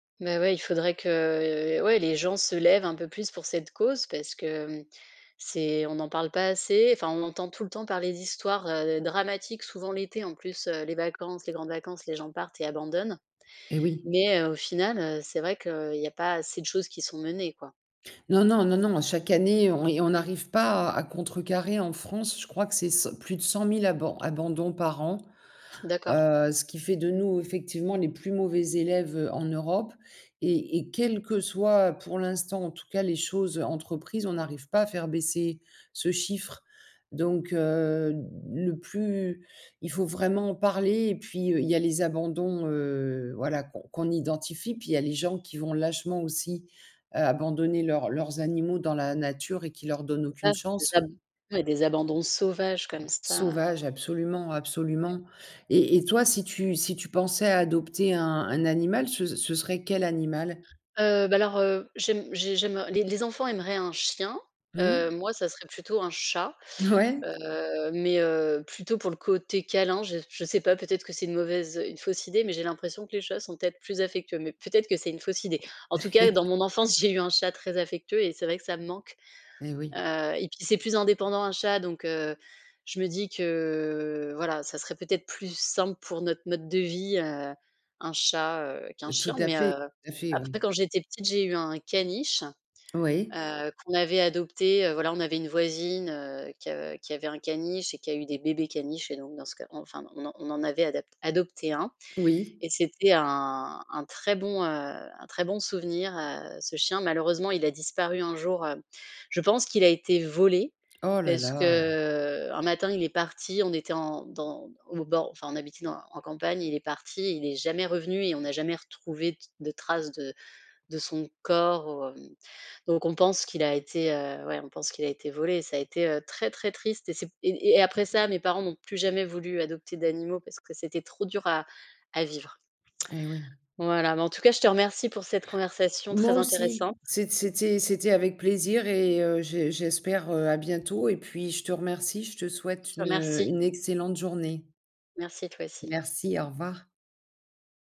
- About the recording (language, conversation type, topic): French, unstructured, Pourquoi est-il important d’adopter un animal dans un refuge ?
- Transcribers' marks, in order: stressed: "sauvages"; tapping; other background noise; chuckle; drawn out: "que"; stressed: "simple"; drawn out: "heu"; tsk